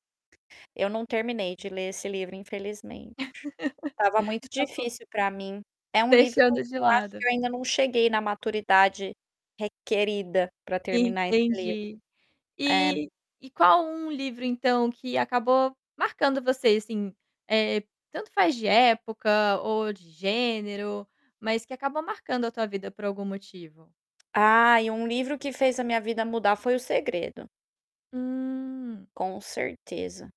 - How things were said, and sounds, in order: other background noise; laugh; distorted speech; static; tapping
- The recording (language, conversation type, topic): Portuguese, podcast, Qual tradição você quer passar adiante?